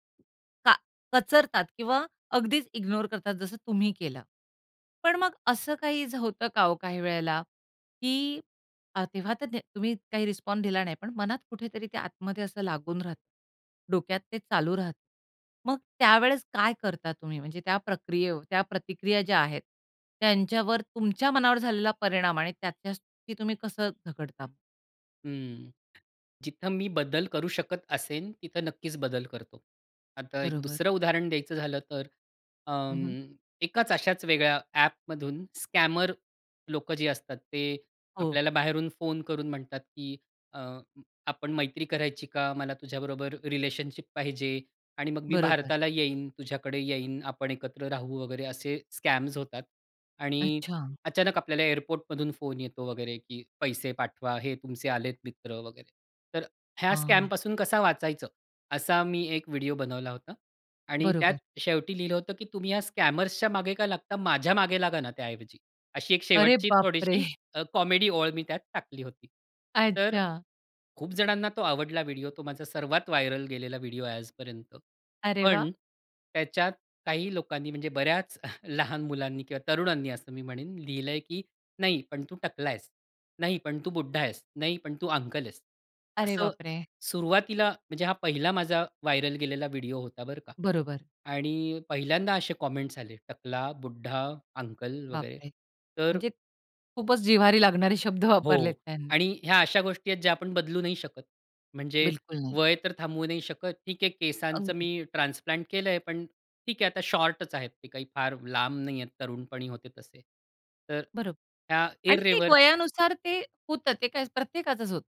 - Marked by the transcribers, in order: in English: "रिस्पॉन्स"; tapping; in English: "स्कॅमर"; in English: "रिलेशनशिप"; in English: "स्कॅम्स"; in English: "स्कॅम"; other background noise; in English: "स्कॅमर्सच्या"; surprised: "अरे बापरे!"; in English: "कॉमेडी"; chuckle; in English: "व्हायरल"; chuckle; in English: "व्हायरल"; in English: "कॉमेंट्स"
- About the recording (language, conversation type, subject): Marathi, podcast, प्रेक्षकांचा प्रतिसाद तुमच्या कामावर कसा परिणाम करतो?